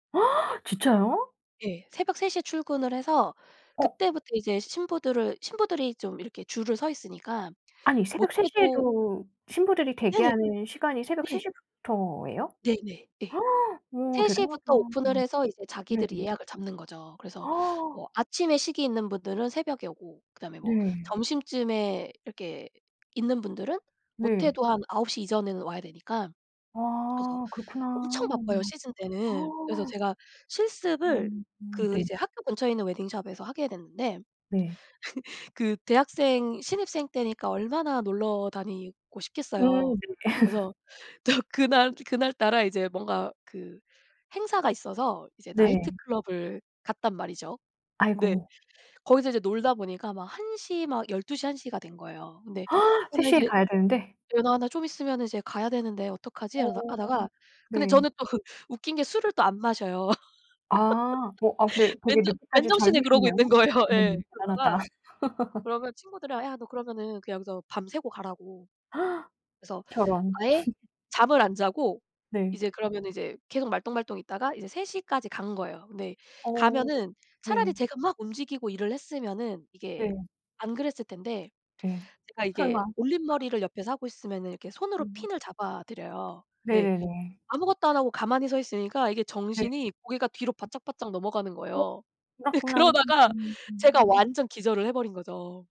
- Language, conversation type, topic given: Korean, unstructured, 다른 사람과 신뢰를 어떻게 쌓을 수 있을까요?
- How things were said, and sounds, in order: gasp; gasp; gasp; other background noise; gasp; laugh; laughing while speaking: "또"; laugh; gasp; laugh; laughing while speaking: "거예요"; laugh; gasp; laugh; other noise; laughing while speaking: "그러다가"